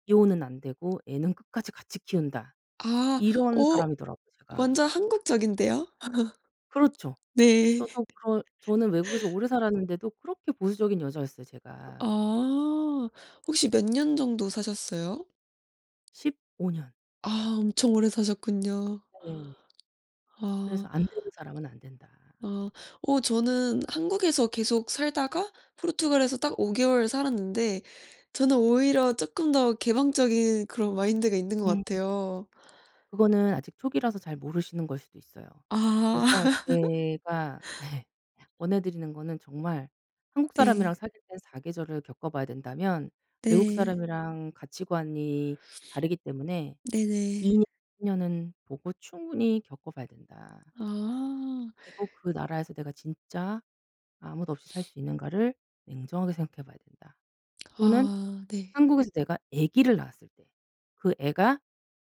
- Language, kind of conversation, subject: Korean, unstructured, 당신이 인생에서 가장 중요하게 생각하는 가치는 무엇인가요?
- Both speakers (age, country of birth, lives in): 20-24, South Korea, United States; 40-44, South Korea, South Korea
- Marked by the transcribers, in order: other background noise; laugh; tapping; laugh; laughing while speaking: "네"